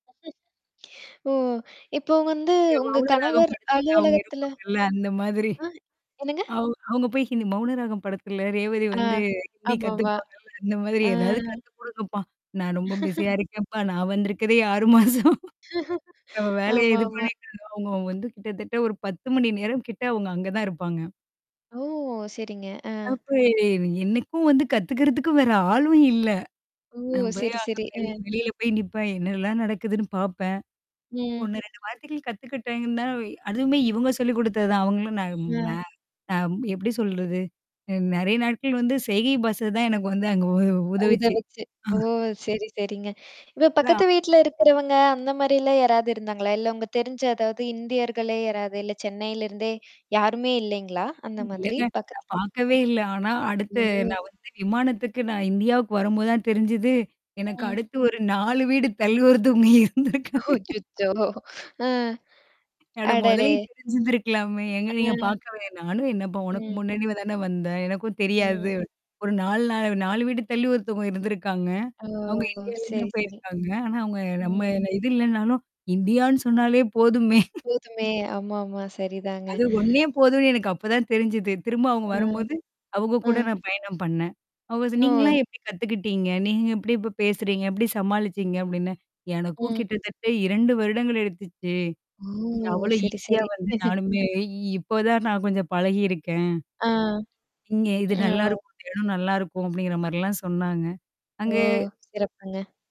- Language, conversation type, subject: Tamil, podcast, பயணத்தில் மொழி புரியாமல் சிக்கிய அனுபவத்தைப் பகிர முடியுமா?
- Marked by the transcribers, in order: laugh; laugh; laughing while speaking: "அச்சச்சோ! அ. அடடே"; laughing while speaking: "இந்தியான்னு சொன்னாலே போதுமே"; laugh